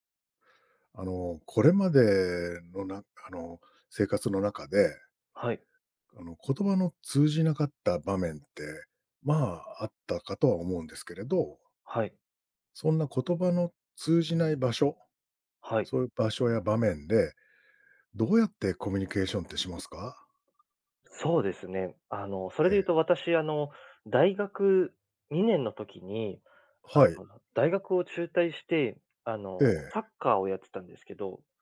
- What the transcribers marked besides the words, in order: other noise
- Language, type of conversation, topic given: Japanese, podcast, 言葉が通じない場所で、どのようにコミュニケーションを取りますか？